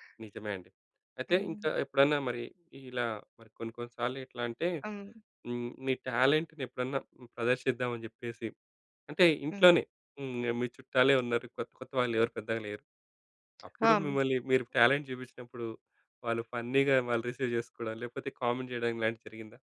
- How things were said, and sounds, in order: in English: "టాలెంట్"; other noise; in English: "ఫన్నీగా"; in English: "రిసీవ్"; in English: "కామెంట్"
- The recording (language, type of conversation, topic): Telugu, podcast, ప్రజల ప్రతిస్పందన భయం కొత్తగా ప్రయత్నించడంలో ఎంతవరకు అడ్డంకి అవుతుంది?